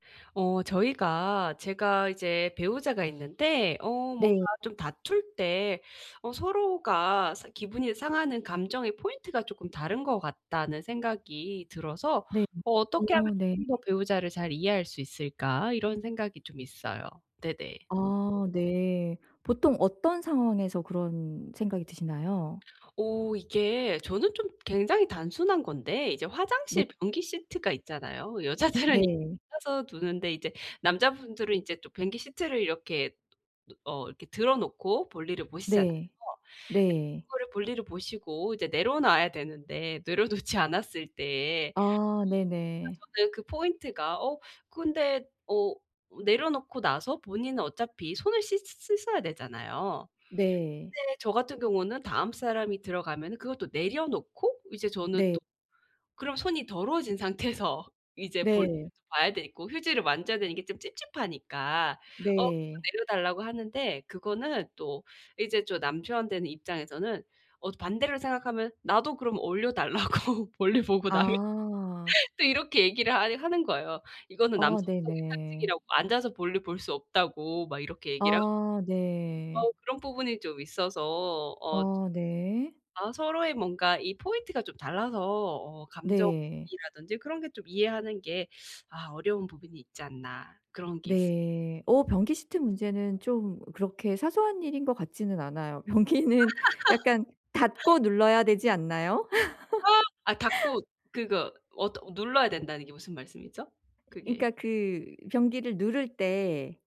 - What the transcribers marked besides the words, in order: other background noise; laughing while speaking: "여자들은"; laughing while speaking: "내려놓지"; laughing while speaking: "상태에서"; laughing while speaking: "올려 달라고 볼일 보고 나면"; laugh; laugh; laughing while speaking: "변기는"; laughing while speaking: "아"; laugh
- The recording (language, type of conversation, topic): Korean, advice, 다툴 때 서로의 감정을 어떻게 이해할 수 있을까요?